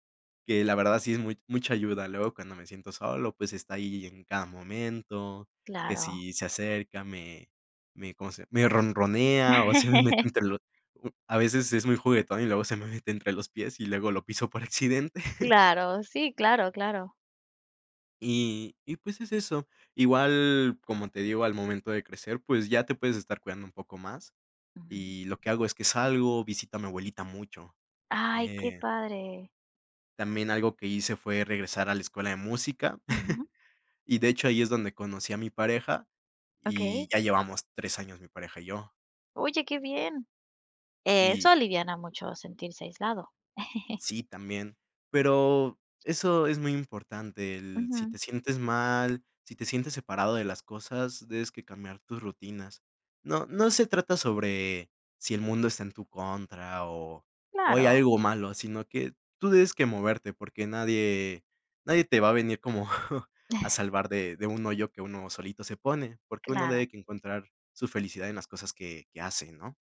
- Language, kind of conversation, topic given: Spanish, podcast, ¿Qué haces cuando te sientes aislado?
- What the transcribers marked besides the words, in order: laugh; chuckle; chuckle; other background noise; chuckle; laughing while speaking: "como"; chuckle